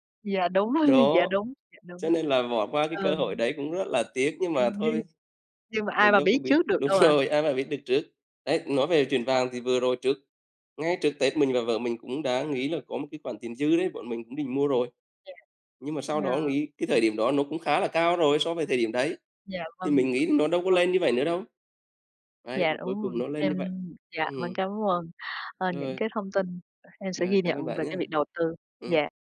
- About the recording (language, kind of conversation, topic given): Vietnamese, unstructured, Bạn nghĩ sao về việc bắt đầu tiết kiệm tiền từ khi còn trẻ?
- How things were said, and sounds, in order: laughing while speaking: "rồi"; tapping; chuckle; laughing while speaking: "đúng rồi"; other background noise